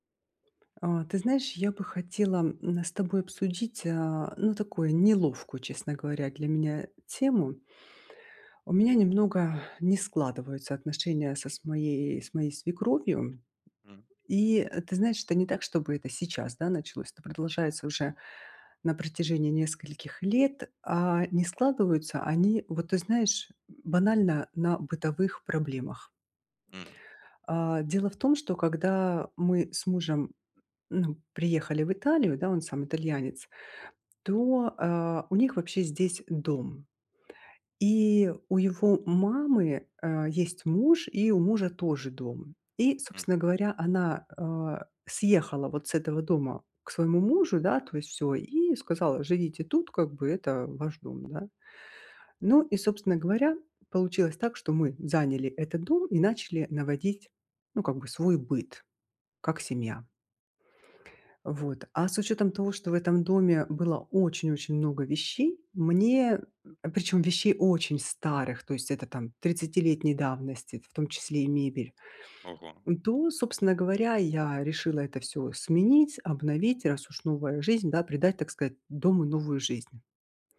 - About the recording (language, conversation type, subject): Russian, advice, Как сохранить хорошие отношения, если у нас разные жизненные взгляды?
- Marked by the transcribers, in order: other background noise